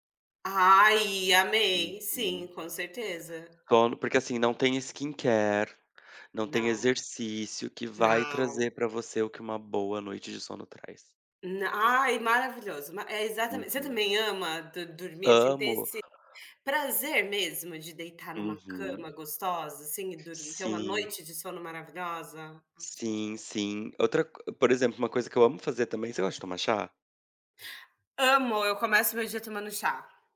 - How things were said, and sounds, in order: unintelligible speech; in English: "skincare"
- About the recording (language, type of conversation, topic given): Portuguese, unstructured, Quais são os pequenos prazeres do seu dia a dia?